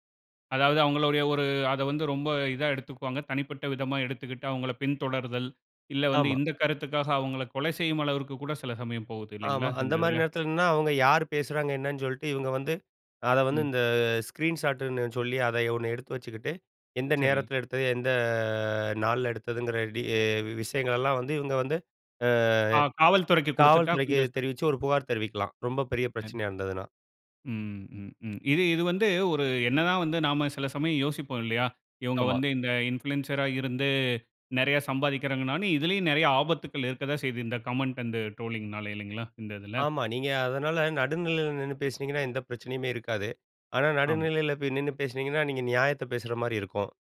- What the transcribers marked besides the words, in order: in English: "ஸ்க்ரீன் ஷாட்டுன்னு"; drawn out: "எந்த"; in English: "இன்ஃப்ளூயன்சரா"; in English: "கமெண்ட் அண்ட் ட்ரோலிங்னால"
- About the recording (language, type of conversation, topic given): Tamil, podcast, குறிப்புரைகள் மற்றும் கேலி/தொந்தரவு பதிவுகள் வந்தால் நீங்கள் எப்படி பதிலளிப்பீர்கள்?